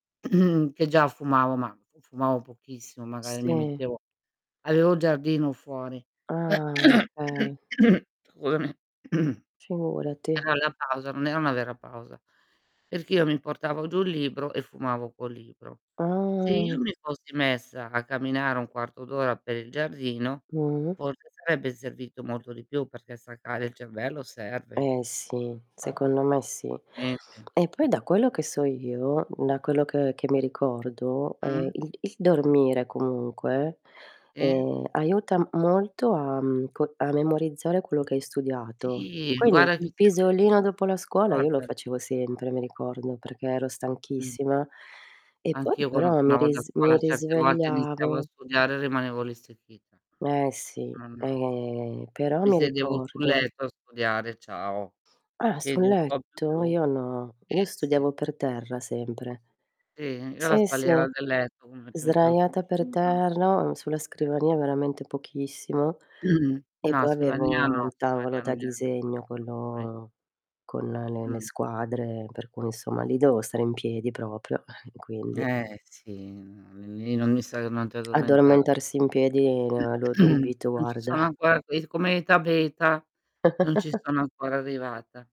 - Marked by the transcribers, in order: throat clearing; throat clearing; unintelligible speech; distorted speech; static; other background noise; drawn out: "Ah"; tapping; unintelligible speech; unintelligible speech; drawn out: "Sì"; unintelligible speech; drawn out: "eh"; unintelligible speech; throat clearing; drawn out: "quello"; unintelligible speech; "dovevo" said as "doveo"; unintelligible speech; throat clearing; chuckle; chuckle
- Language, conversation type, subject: Italian, unstructured, In che modo le pause regolari possono aumentare la nostra produttività?